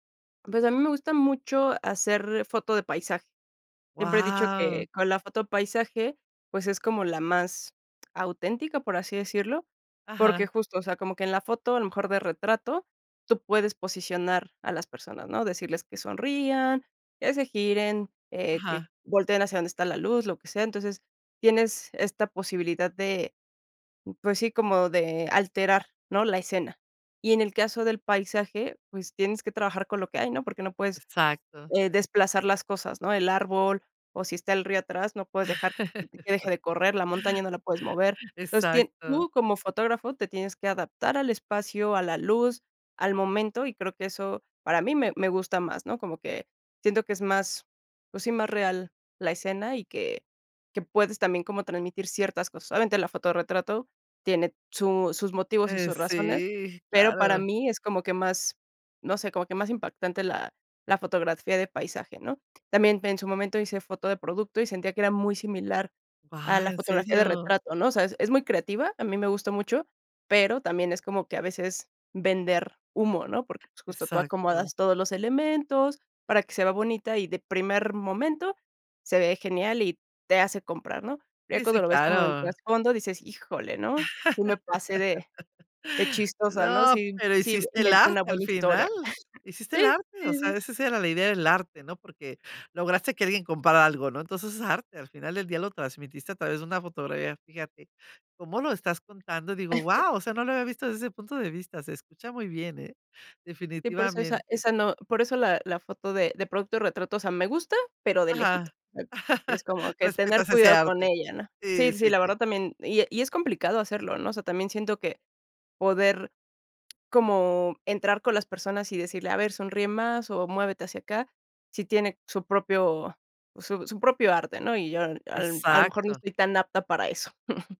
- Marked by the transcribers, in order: chuckle; tapping; laugh; chuckle; chuckle; laugh; other background noise; chuckle
- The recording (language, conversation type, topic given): Spanish, podcast, ¿Cómo te animarías a aprender fotografía con tu celular?